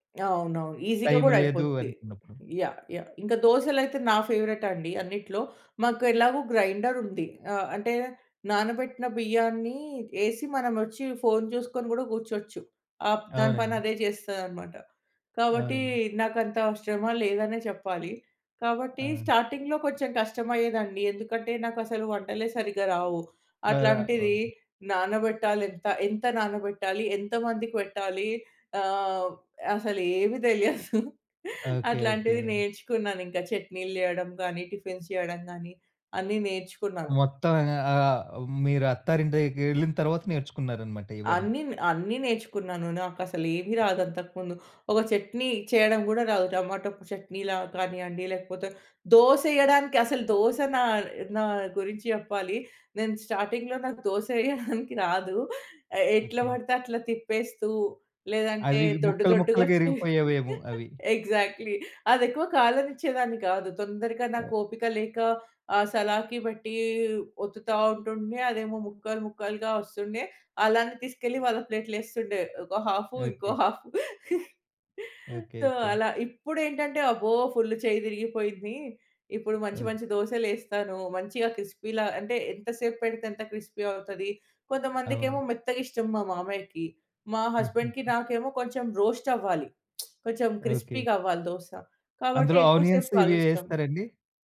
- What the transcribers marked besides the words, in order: in English: "ఈజీగా"; in English: "ఫేవరైట్"; in English: "స్టార్టింగ్‌లో"; giggle; in English: "టిఫిన్స్"; in English: "స్టార్టింగ్‌లో"; giggle; giggle; in English: "ఎగ్జాక్ట్‌లీ"; other noise; in English: "ప్లేట్‌లో"; in English: "హాఫ్. సో"; giggle; in English: "ఫుల్"; in English: "క్రిస్పీలా"; in English: "క్రిస్పీ"; in English: "హస్బెండ్‍కి"; in English: "రోస్ట్"; tsk; in English: "ఆనియన్స్"
- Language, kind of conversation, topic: Telugu, podcast, సాధారణంగా మీరు అల్పాహారంగా ఏమి తింటారు?